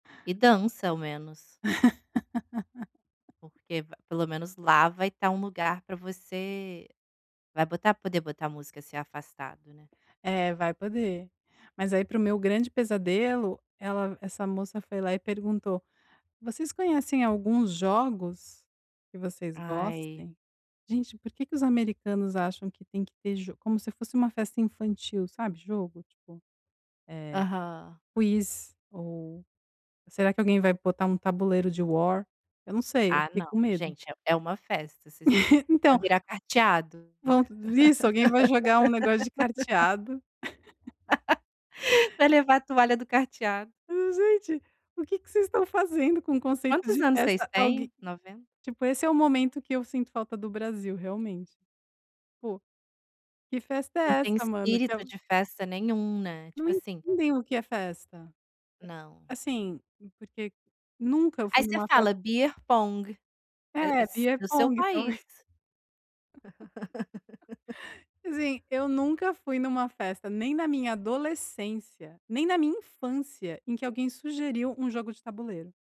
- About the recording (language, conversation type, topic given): Portuguese, advice, Como posso dizer não em grupo sem me sentir mal?
- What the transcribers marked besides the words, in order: laugh; laugh; laugh; other background noise; in English: "beer pong"; in English: "beer pong"; laugh